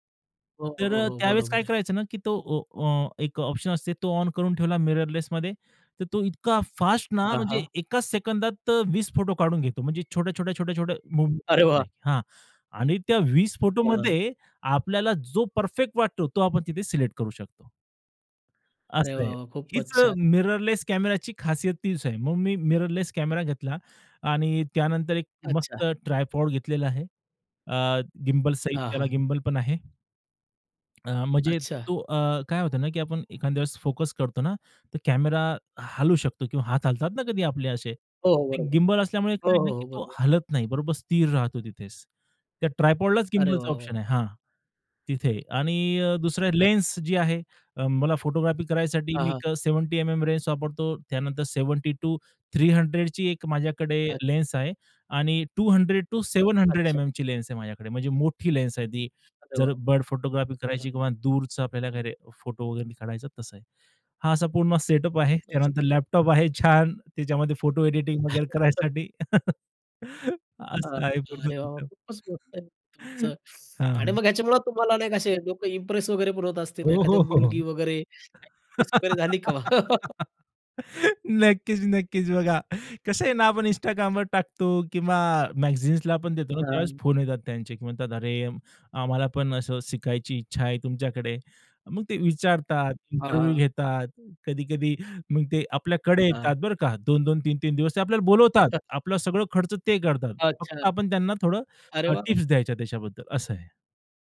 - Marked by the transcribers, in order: other background noise; in English: "मिररलेसमध्ये"; in English: "मिररलेस"; in English: "ट्रायपॉड"; in English: "ट्राइपॉडलाच"; other noise; in English: "सेटअप"; chuckle; tapping; chuckle; chuckle; laughing while speaking: "नक्कीच, नक्कीच. बघा कसं आहे ना"; "का" said as "कवा"; chuckle
- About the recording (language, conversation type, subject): Marathi, podcast, मोकळ्या वेळेत तुम्हाला सहजपणे काय करायला किंवा बनवायला आवडतं?